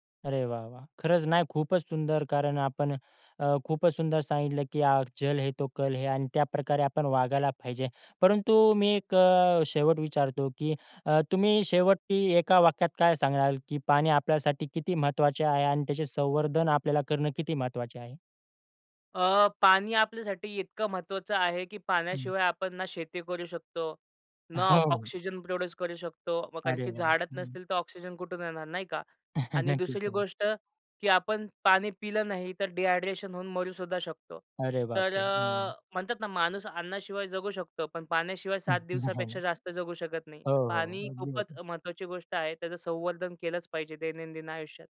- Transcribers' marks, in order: in Hindi: "जल है, तो कल है"; other background noise; laughing while speaking: "हो"; chuckle; tapping; in English: "डिहायड्रेशन"; chuckle; laughing while speaking: "नक्की नाही"
- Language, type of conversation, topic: Marathi, podcast, दैनंदिन आयुष्यात पाण्याचं संवर्धन आपण कसं करू शकतो?